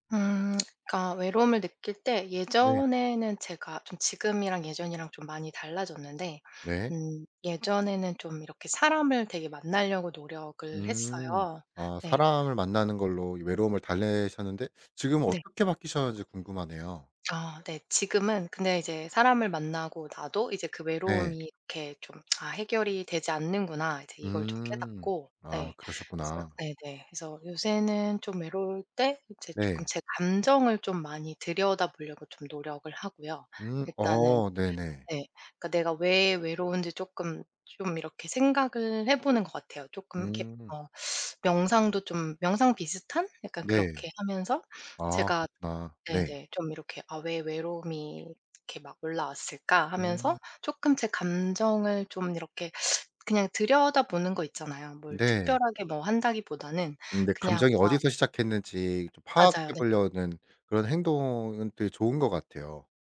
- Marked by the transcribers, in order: other background noise; tapping
- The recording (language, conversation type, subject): Korean, podcast, 외로움을 느낄 때 보통 어떻게 회복하시나요?